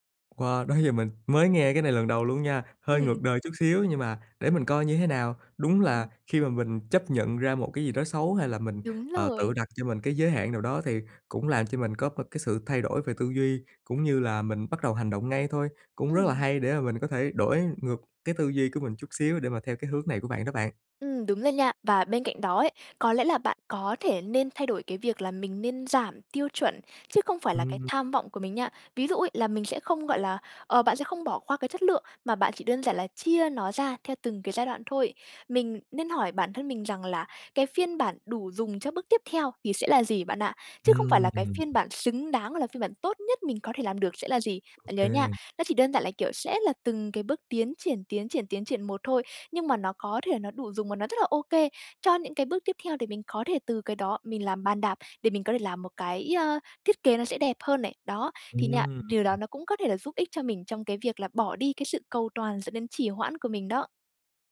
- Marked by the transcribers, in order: tapping
- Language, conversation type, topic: Vietnamese, advice, Làm thế nào để vượt qua cầu toàn gây trì hoãn và bắt đầu công việc?